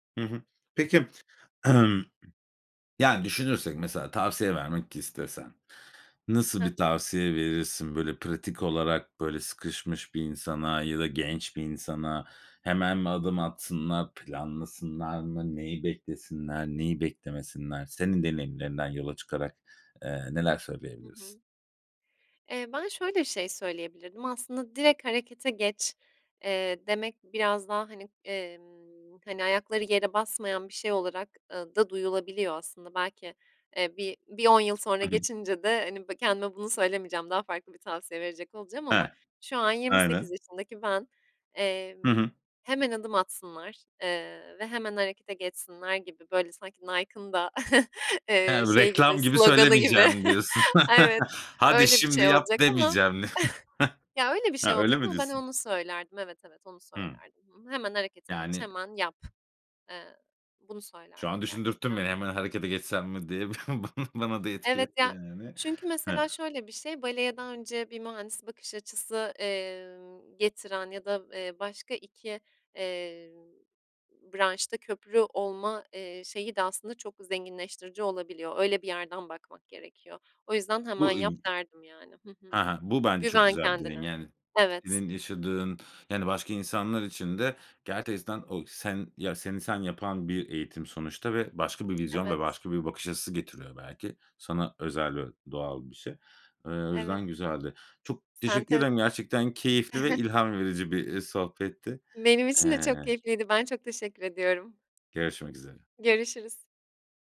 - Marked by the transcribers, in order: other background noise; throat clearing; chuckle; laughing while speaking: "gibi"; chuckle; chuckle; laughing while speaking: "Bana"; tapping; "gerçekten" said as "gerteksten"; chuckle
- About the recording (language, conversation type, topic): Turkish, podcast, En doğru olanı beklemek seni durdurur mu?